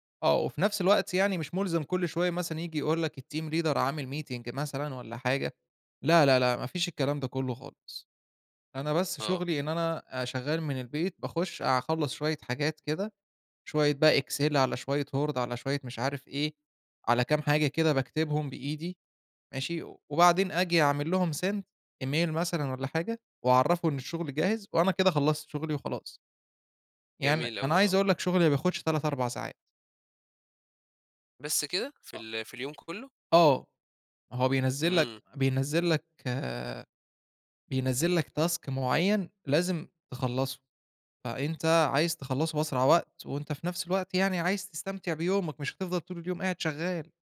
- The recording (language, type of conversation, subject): Arabic, podcast, إزاي بتوازن بين استمتاعك اليومي وخططك للمستقبل؟
- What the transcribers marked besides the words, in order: in English: "الteam leader"; in English: "meeting"; in English: "send email"; in English: "task"